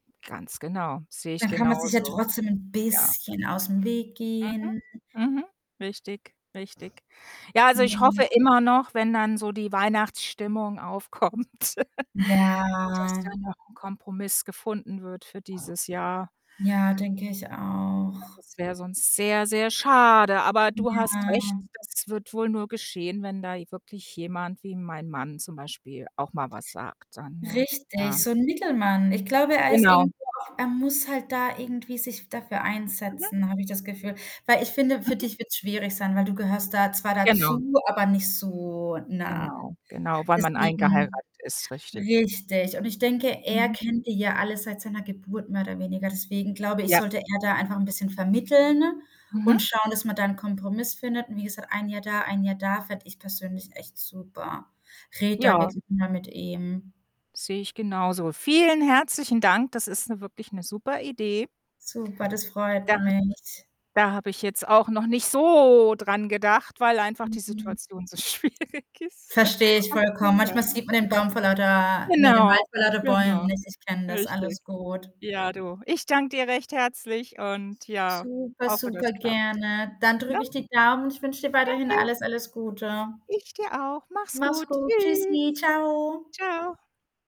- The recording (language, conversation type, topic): German, advice, Wie kann ich mit dem Konflikt mit meiner Schwiegerfamilie umgehen, wenn sie sich in meine persönlichen Entscheidungen einmischt?
- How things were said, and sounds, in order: static; distorted speech; other background noise; laughing while speaking: "aufkommt"; giggle; drawn out: "Ja"; tapping; drawn out: "auch"; drawn out: "so"; laughing while speaking: "schwierig ist"; chuckle; unintelligible speech